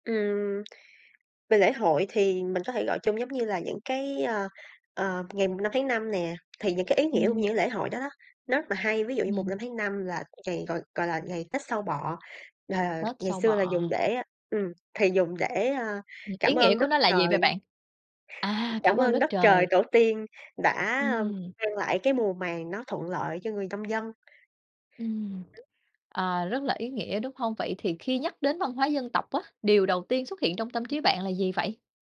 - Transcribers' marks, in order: tapping; other background noise; unintelligible speech
- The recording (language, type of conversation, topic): Vietnamese, podcast, Bạn muốn truyền lại những giá trị văn hóa nào cho thế hệ sau?